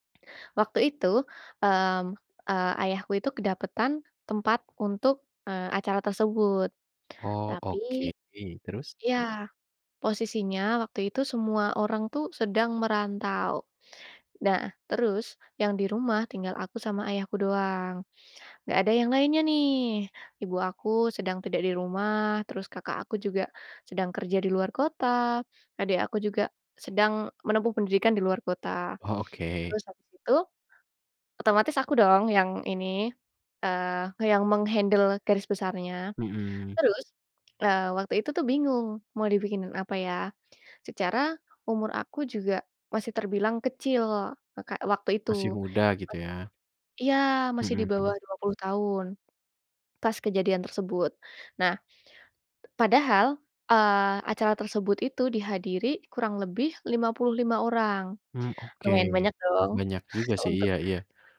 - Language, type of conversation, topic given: Indonesian, podcast, Bagaimana pengalamanmu memasak untuk keluarga besar, dan bagaimana kamu mengatur semuanya?
- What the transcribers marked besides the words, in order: in English: "meng-handle"; tapping; chuckle